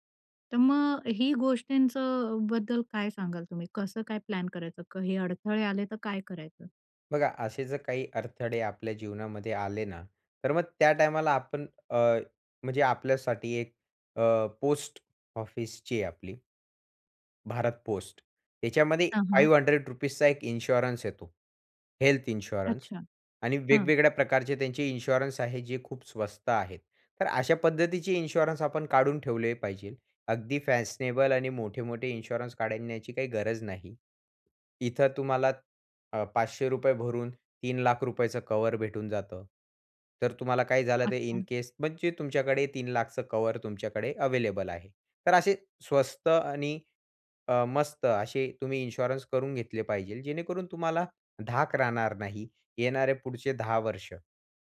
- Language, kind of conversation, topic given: Marathi, podcast, घर खरेदी करायची की भाडेतत्त्वावर राहायचं हे दीर्घकालीन दृष्टीने कसं ठरवायचं?
- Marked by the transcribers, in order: in English: "फाइव्ह हंड्रेड रुपीजचा"; in English: "इन्शुरन्स"; in English: "हेल्थ इन्शुरन्स"; in English: "इन्शुरन्स"; in English: "इन्शुरन्स"; in English: "इन्शुरन्स"; in English: "इन केस"; in English: "इन्शुरन्स"